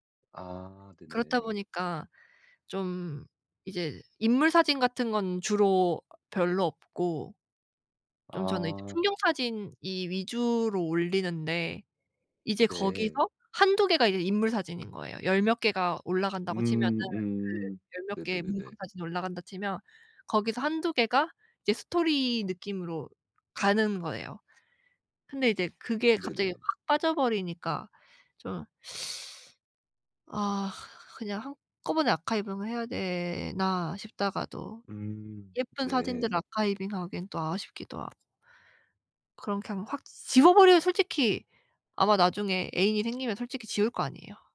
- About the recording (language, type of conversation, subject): Korean, advice, 소셜 미디어에 남아 있는 전 연인의 흔적을 정리하는 게 좋을까요?
- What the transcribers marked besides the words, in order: other background noise; teeth sucking